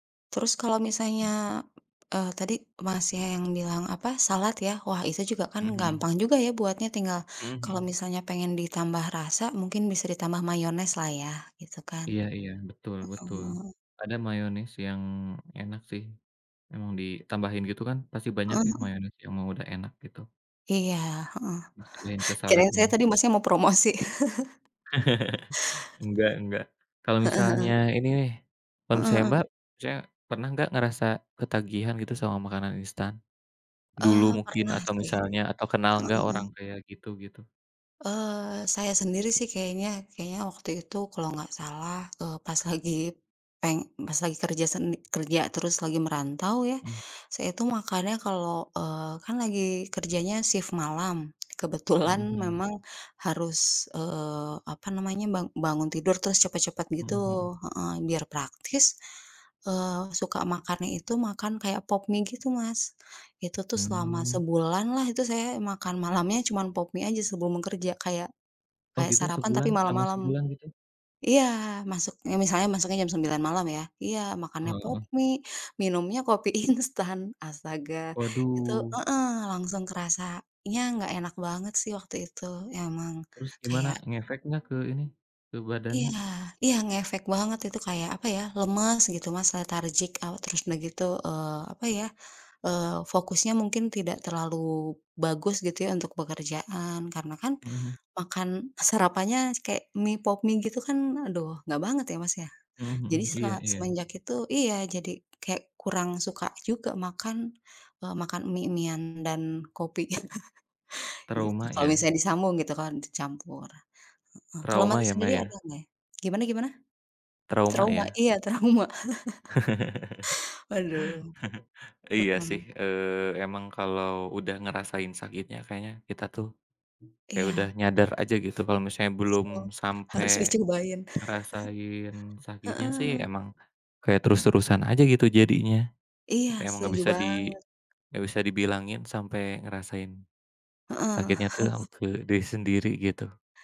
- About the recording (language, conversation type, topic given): Indonesian, unstructured, Apakah generasi muda terlalu sering mengonsumsi makanan instan?
- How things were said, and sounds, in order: other background noise; tapping; laughing while speaking: "promosi"; chuckle; laugh; laughing while speaking: "Kebetulan"; laughing while speaking: "instan"; in English: "lethargic out"; chuckle; laughing while speaking: "trauma"; laugh; unintelligible speech; laughing while speaking: "Harus"; chuckle; chuckle